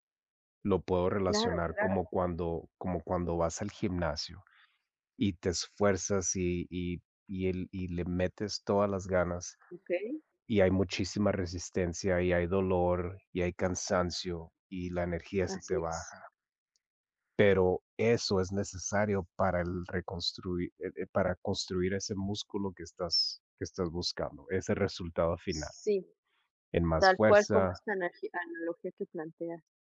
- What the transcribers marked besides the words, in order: none
- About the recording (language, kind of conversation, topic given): Spanish, unstructured, ¿Cuál crees que ha sido el mayor error de la historia?